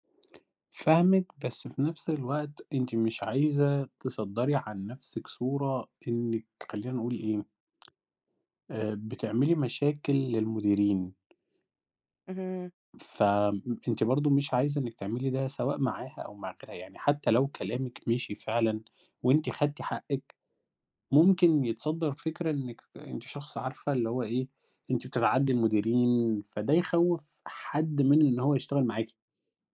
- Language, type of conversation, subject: Arabic, advice, ازاي أتفاوض على زيادة في المرتب بعد سنين من غير ترقية؟
- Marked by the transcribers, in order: none